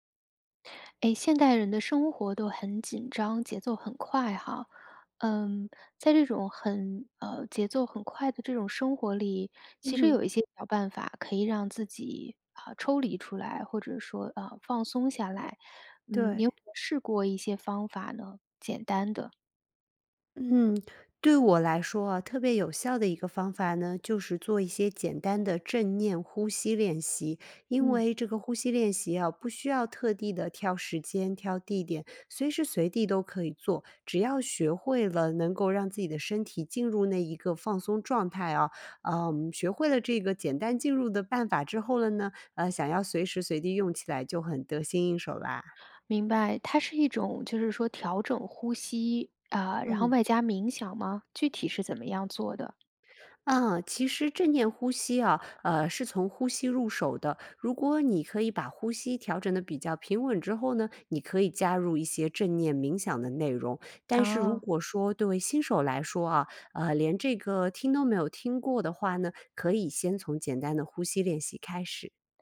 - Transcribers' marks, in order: other background noise
- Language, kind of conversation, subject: Chinese, podcast, 简单说说正念呼吸练习怎么做？